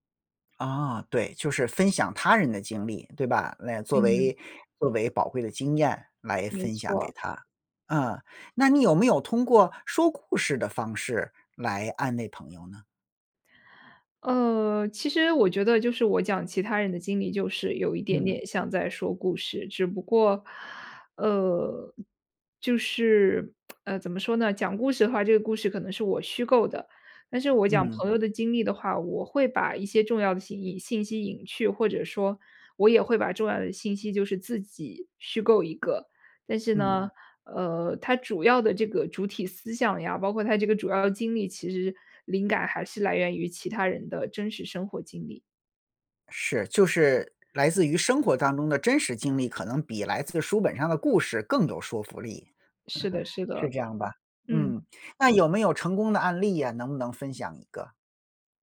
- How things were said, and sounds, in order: other background noise; tsk; other noise
- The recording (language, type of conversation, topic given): Chinese, podcast, 当对方情绪低落时，你会通过讲故事来安慰对方吗？